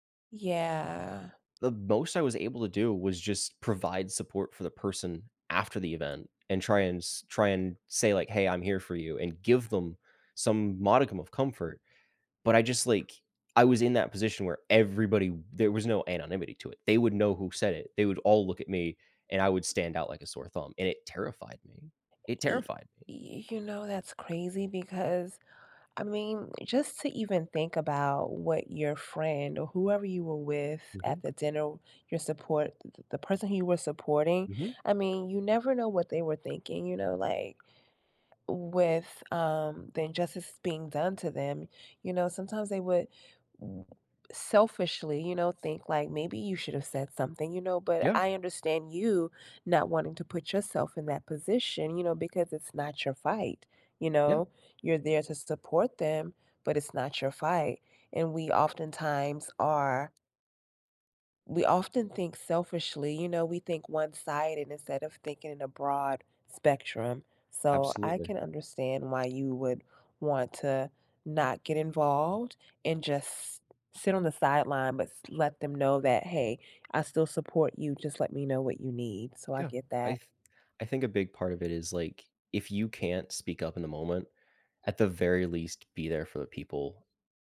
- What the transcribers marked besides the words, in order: drawn out: "Yeah"; tapping; other background noise
- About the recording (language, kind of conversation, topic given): English, unstructured, Why do some people stay silent when they see injustice?
- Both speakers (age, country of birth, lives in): 20-24, United States, United States; 45-49, United States, United States